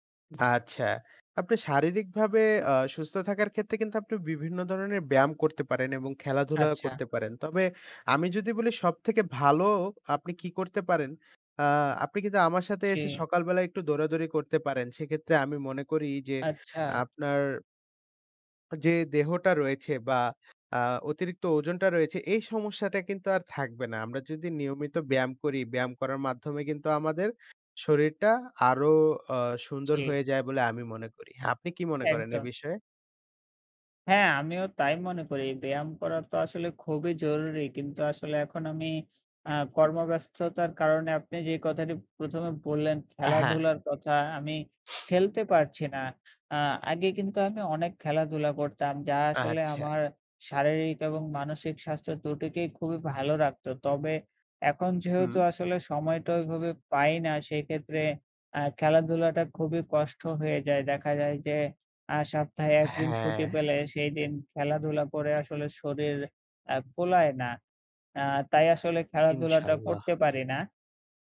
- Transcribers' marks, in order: tapping; other background noise; other noise; snort; wind; in Arabic: "ইনশাল্লাহ"
- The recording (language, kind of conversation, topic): Bengali, unstructured, খেলাধুলা করা মানসিক চাপ কমাতে সাহায্য করে কিভাবে?
- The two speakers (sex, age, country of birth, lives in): male, 20-24, Bangladesh, Bangladesh; male, 20-24, Bangladesh, Bangladesh